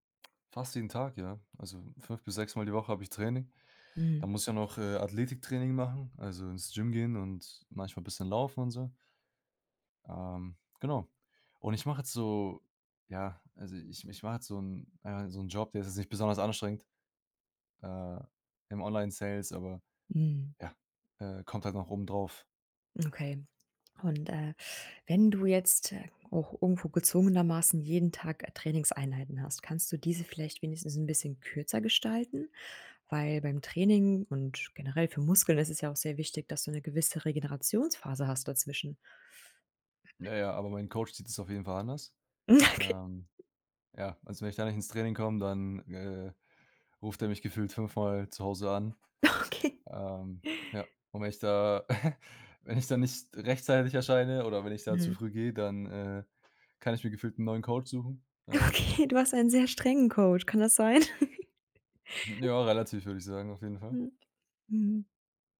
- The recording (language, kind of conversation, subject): German, advice, Wie bemerkst du bei dir Anzeichen von Übertraining und mangelnder Erholung, zum Beispiel an anhaltender Müdigkeit?
- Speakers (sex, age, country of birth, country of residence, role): female, 30-34, Ukraine, Germany, advisor; male, 20-24, Germany, Germany, user
- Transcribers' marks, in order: other noise; laughing while speaking: "Okay"; laughing while speaking: "Okay"; chuckle; laughing while speaking: "Okay"; unintelligible speech; chuckle